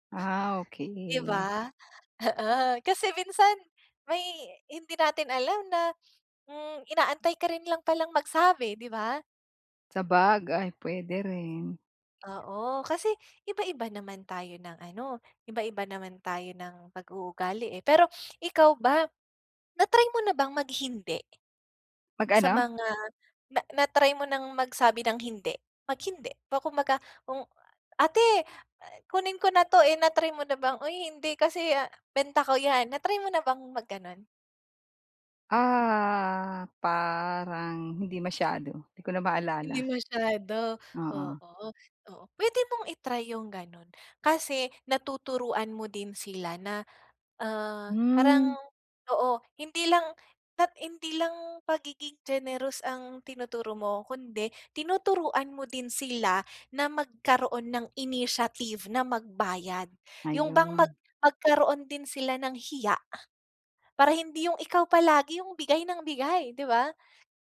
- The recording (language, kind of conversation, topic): Filipino, advice, Paano ko pamamahalaan at palalaguin ang pera ng aking negosyo?
- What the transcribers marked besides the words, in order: drawn out: "Ah"; in English: "initiative"